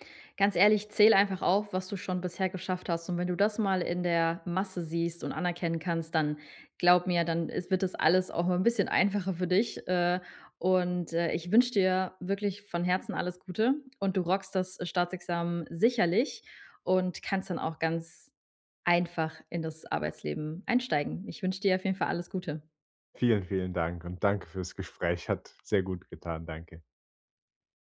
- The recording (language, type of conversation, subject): German, advice, Wie kann ich meinen inneren Kritiker leiser machen und ihn in eine hilfreiche Stimme verwandeln?
- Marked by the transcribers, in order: none